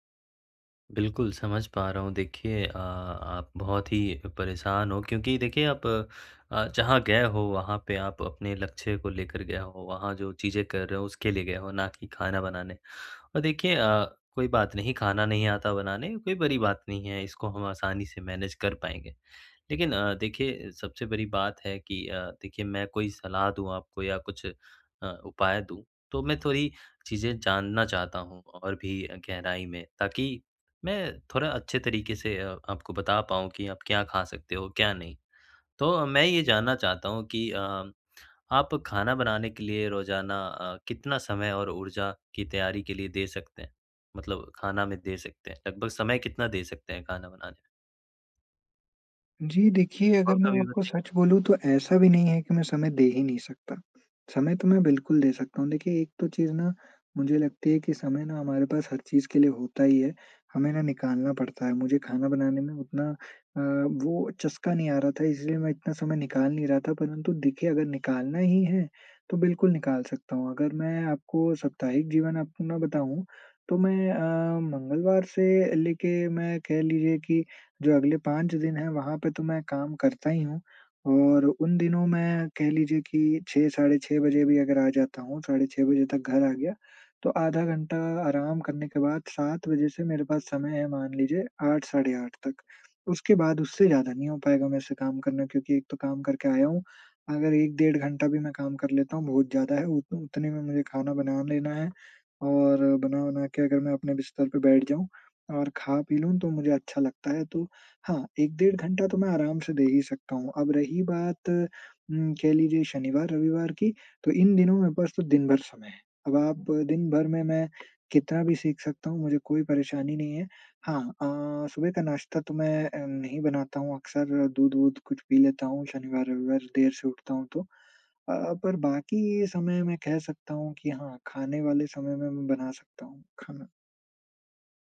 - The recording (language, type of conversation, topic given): Hindi, advice, खाना बनाना नहीं आता इसलिए स्वस्थ भोजन तैयार न कर पाना
- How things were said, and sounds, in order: in English: "मैनेज"